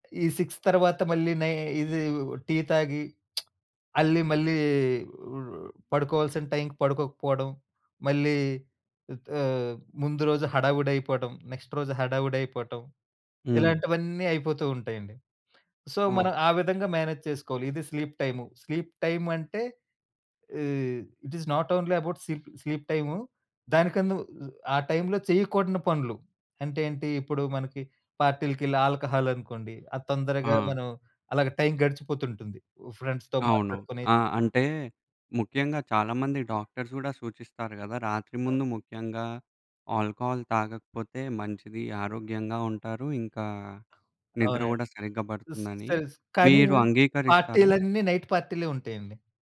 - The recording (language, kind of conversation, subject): Telugu, podcast, ఫోకస్ పోయినప్పుడు దానిని మళ్లీ ఎలా తెచ్చుకుంటారు?
- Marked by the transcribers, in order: in English: "సిక్స్"; lip smack; in English: "నెక్స్ట్"; in English: "సో"; in English: "మేనేజ్"; in English: "స్లీప్"; in English: "స్లీప్ టైమ్"; in English: "ఇట్ ఇస్ నాట్ ఓన్లీ ఎబౌట్"; in English: "స్లీప్"; in English: "ఆల్కహాల్"; in English: "ఫ్రెండ్స్‌తో"; unintelligible speech; in English: "డాక్టర్స్"; in English: "ఆల్కహాల్"; tapping; in English: "నైట్"